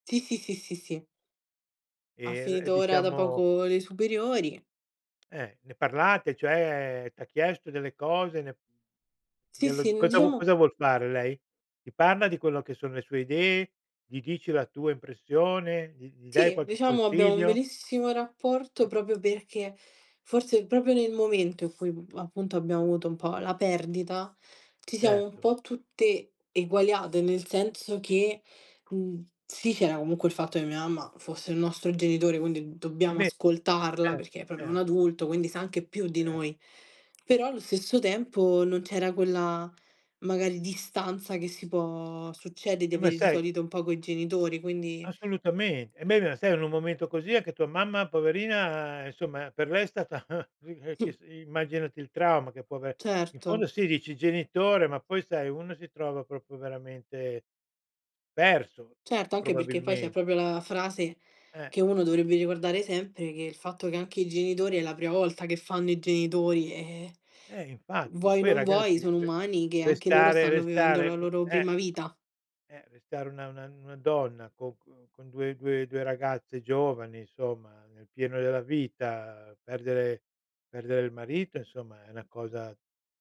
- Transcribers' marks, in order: tapping; other background noise; chuckle; unintelligible speech; unintelligible speech; "una" said as "na"
- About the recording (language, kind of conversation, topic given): Italian, podcast, Come hai deciso se seguire la tua famiglia o il tuo desiderio personale?